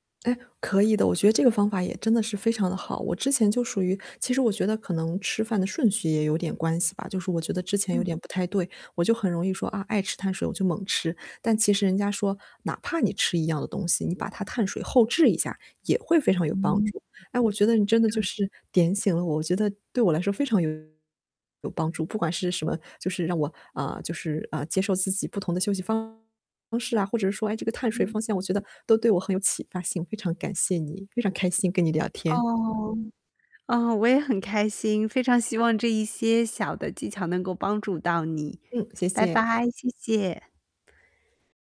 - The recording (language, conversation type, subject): Chinese, advice, 我怎样才能在一天中持续保持专注和动力？
- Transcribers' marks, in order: static; distorted speech